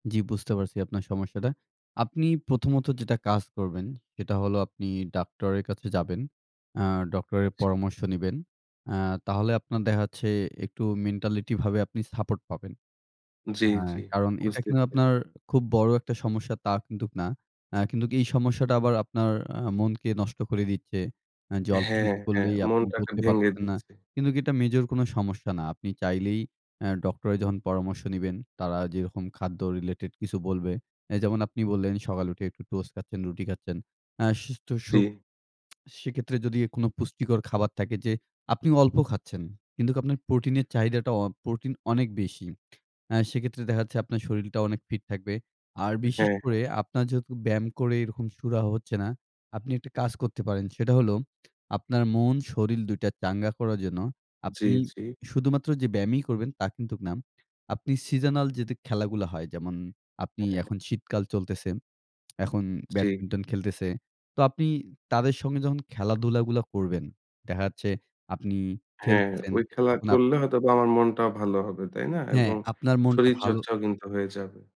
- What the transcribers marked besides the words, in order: in English: "mentality"; in English: "মেজর"; in English: "related"; "শরীর" said as "শরিল"; in English: "seasonal"; lip smack
- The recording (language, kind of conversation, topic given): Bengali, advice, নিয়মিত ব্যায়াম করার পরও অগ্রগতি না হওয়ায় আপনার হতাশা কেন হচ্ছে?